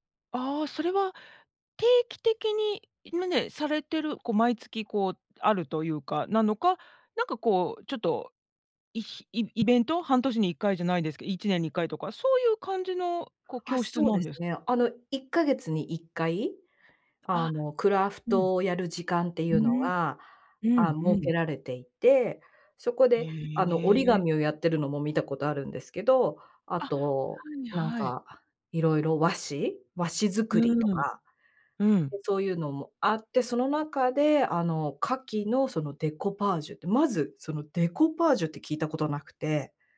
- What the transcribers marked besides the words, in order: none
- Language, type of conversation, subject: Japanese, podcast, あなたの一番好きな創作系の趣味は何ですか？